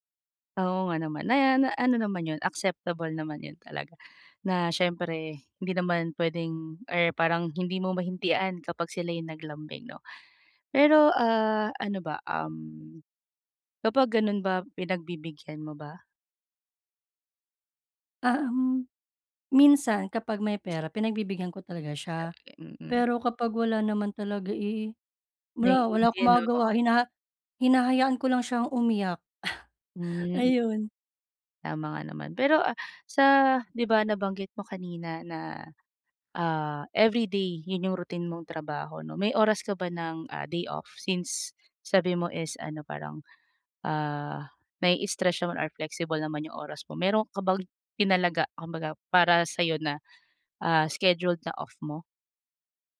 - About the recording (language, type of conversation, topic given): Filipino, advice, Paano ko mababalanse ang trabaho at oras ng pahinga?
- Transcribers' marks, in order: other background noise; unintelligible speech; unintelligible speech; chuckle